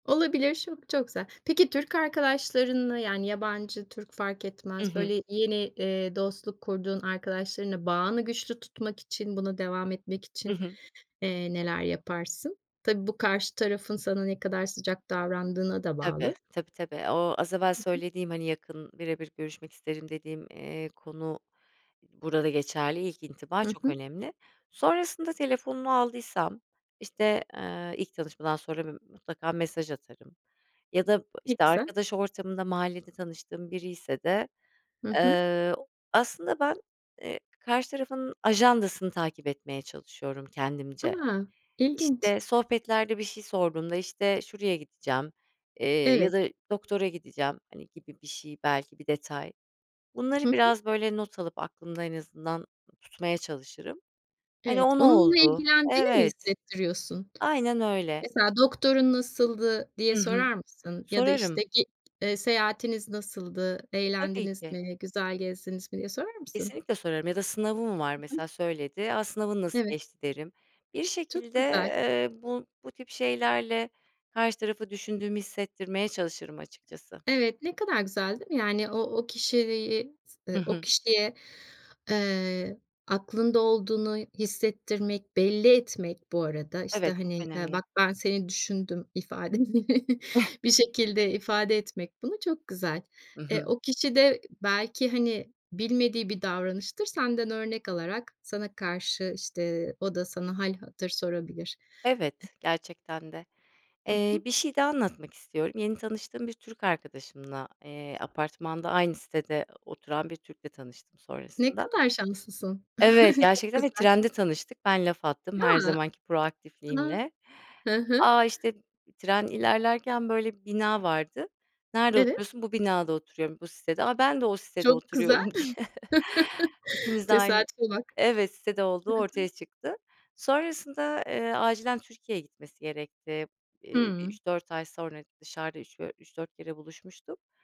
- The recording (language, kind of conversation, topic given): Turkish, podcast, Yeni tanıştığın biriyle hızlıca bağ kurmak için neler yaparsın?
- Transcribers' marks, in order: other background noise; tapping; chuckle; chuckle; in English: "proaktifliğimle"; chuckle